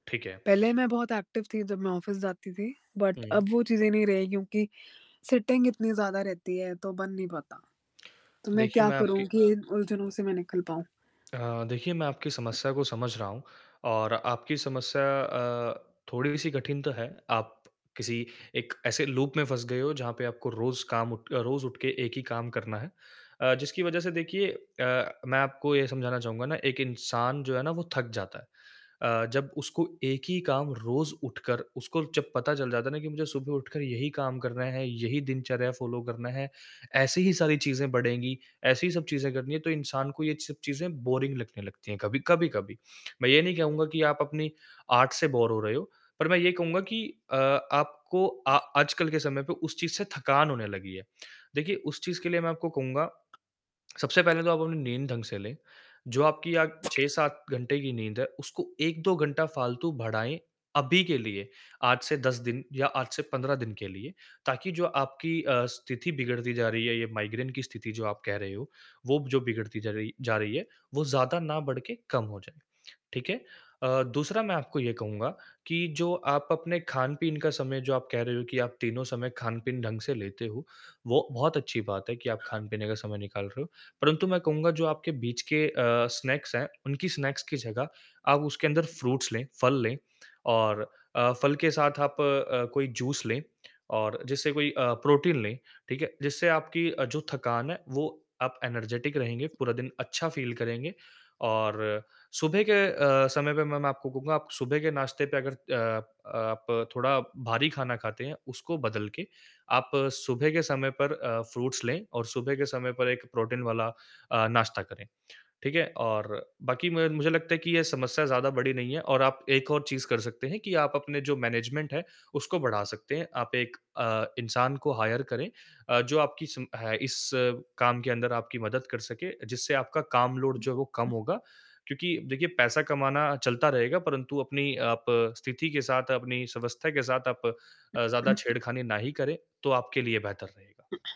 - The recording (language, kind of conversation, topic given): Hindi, advice, क्या थकान और ऊर्जा की कमी के कारण आपको रचनात्मक काम में रुकावट महसूस हो रही है?
- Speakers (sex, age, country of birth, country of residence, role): female, 25-29, India, United States, user; male, 20-24, India, India, advisor
- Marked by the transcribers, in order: static; in English: "एक्टिव"; in English: "ऑफ़िस"; distorted speech; in English: "बट"; in English: "सिटिंग"; other noise; in English: "लूप"; in English: "फ़ॉलो"; in English: "बोरिंग"; in English: "आर्ट"; in English: "बोर"; in English: "स्नैक्स"; in English: "स्नैक्स"; in English: "फ्रूट्स"; in English: "एनर्जेटिक"; in English: "फ़ील"; in English: "फ्रूट्स"; in English: "मैनेजमेंट"; in English: "हायर"; in English: "लोड"; unintelligible speech; unintelligible speech